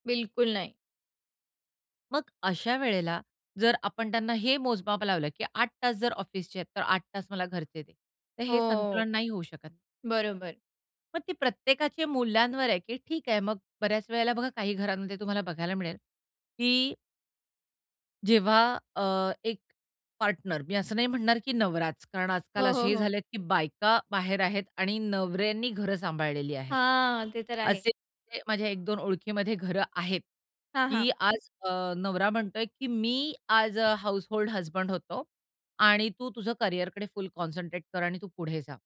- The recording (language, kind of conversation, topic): Marathi, podcast, त्यांची खाजगी मोकळीक आणि सार्वजनिक आयुष्य यांच्यात संतुलन कसं असावं?
- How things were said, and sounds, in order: horn; tapping; unintelligible speech; in English: "हाउसहोल्ड हसबंड"; in English: "कॉन्संट्रेट"